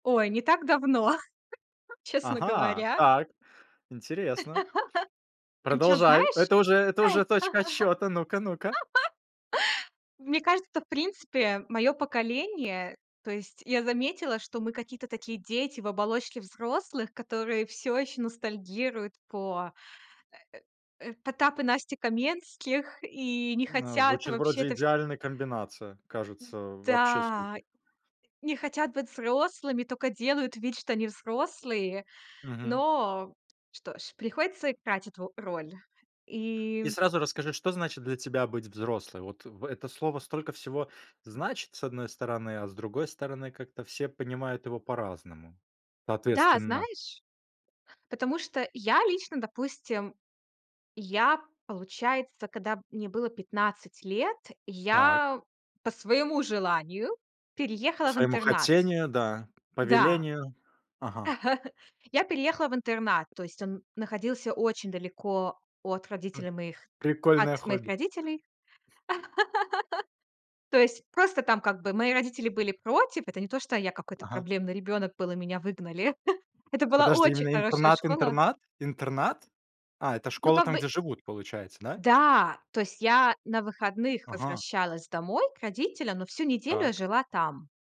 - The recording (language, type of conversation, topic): Russian, podcast, Когда ты впервые почувствовал себя по‑настоящему взрослым?
- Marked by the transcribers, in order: chuckle; other background noise; laugh; laugh; other noise; tapping; chuckle; laugh; chuckle